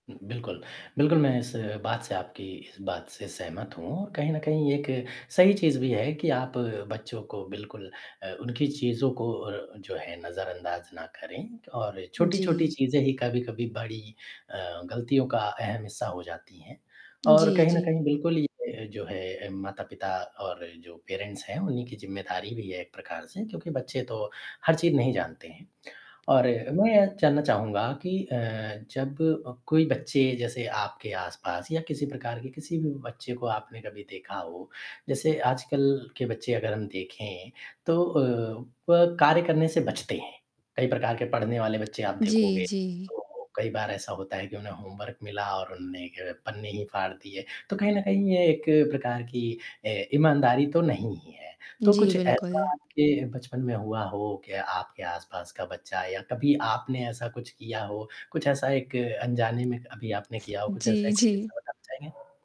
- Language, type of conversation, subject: Hindi, podcast, आप ईमानदारी और मेहनत का महत्व बच्चों को कैसे सिखाते हैं?
- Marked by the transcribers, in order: static; tapping; distorted speech; in English: "पेरेंट्स"; in English: "होमवर्क"; laughing while speaking: "जी"; dog barking